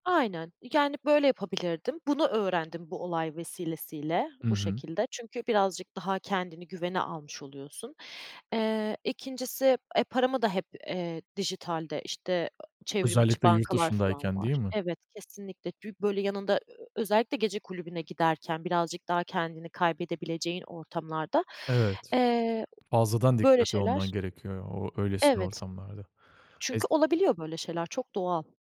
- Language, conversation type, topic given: Turkish, podcast, Cüzdanın hiç çalındı mı ya da kayboldu mu?
- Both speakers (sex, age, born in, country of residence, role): female, 30-34, Turkey, Germany, guest; male, 25-29, Turkey, Italy, host
- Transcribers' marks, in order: other background noise; unintelligible speech